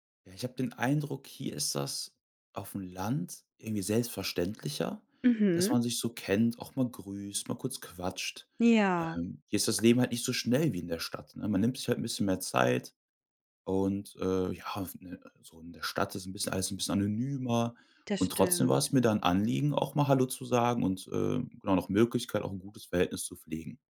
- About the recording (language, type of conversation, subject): German, podcast, Was macht eine gute Nachbarschaft für dich aus?
- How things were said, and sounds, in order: none